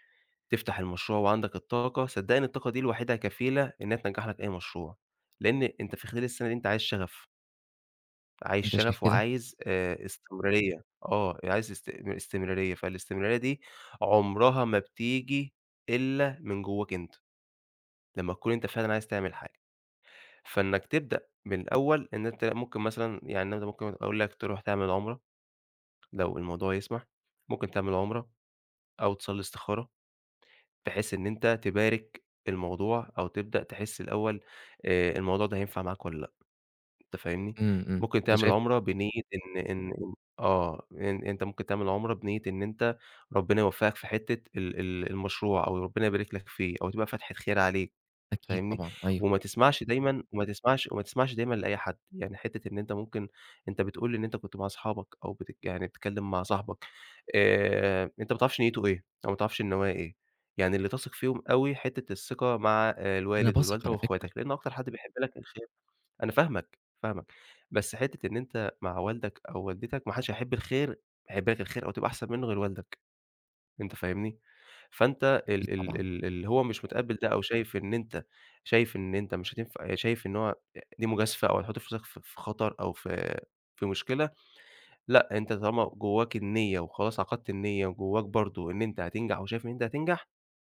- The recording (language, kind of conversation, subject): Arabic, advice, إزاي أقدر أتخطّى إحساس العجز عن إني أبدأ مشروع إبداعي رغم إني متحمّس وعندي رغبة؟
- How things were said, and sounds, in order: tapping